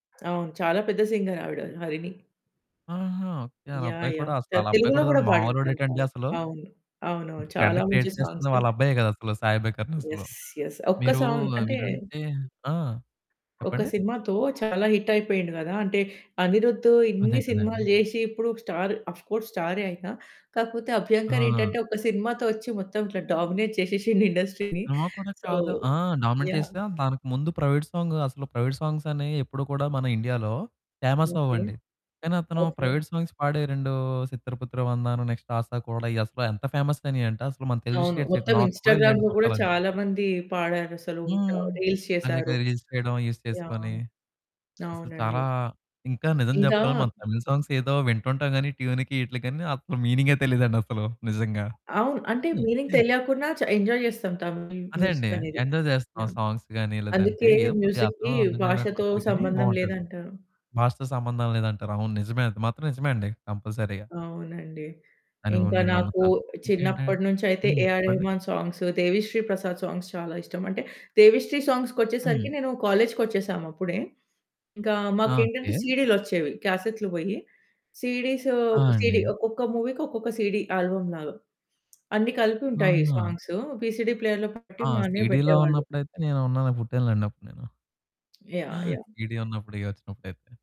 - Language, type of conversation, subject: Telugu, podcast, నువ్వు చిన్నప్పటితో పోలిస్తే నీ పాటల అభిరుచి ఎలా మారింది?
- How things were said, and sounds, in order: in English: "సింగర్"; in English: "ట్రెండ్ క్రియేట్"; in English: "సాంగ్స్"; in English: "యెస్, యెస్"; in English: "సౌండ్"; in English: "హిట్"; in English: "స్టార్. ఆఫ్ కోర్స్"; in English: "డామినేట్"; in English: "ఇండస్ట్రీని. సో"; distorted speech; in English: "డామినేట్"; in English: "ప్రైవేట్ సాంగ్"; in English: "ప్రైవేట్ సాంగ్స్"; in English: "ఫేమస్"; in English: "ప్రైవేట్ సాంగ్స్"; in English: "నెక్స్ట్"; in English: "ఫేమస్"; in English: "స్టేట్స్‌లో"; in English: "ఇన్‌స్టాగ్రామ్‌లో"; in English: "రిజిస్టర్"; in English: "రీల్స్"; in English: "యూజ్"; in English: "తమిళ్ సాంగ్స్"; in English: "ట్యూన్‌కి"; in English: "మీనింగ్"; giggle; in English: "ఎంజాయ్"; in English: "ఎంజాయ్"; in English: "మ్యూజిక్"; in English: "సాంగ్స్"; in English: "మ్యూజిక్‌కి"; in English: "కంపల్సరీగా"; in English: "సాంగ్స్"; in English: "సాంగ్స్"; in English: "సాంగ్స్‌కి"; in English: "క్యాసెట్లు"; in English: "సీడీస్. సీడీ"; in English: "మూవీకి"; in English: "సీడీ. ఆల్బమ్"; other background noise; in English: "సాంగ్స్. వీసీడీ ప్లేయర్‌లో"; in English: "సీడీలో"; in English: "సీడీ"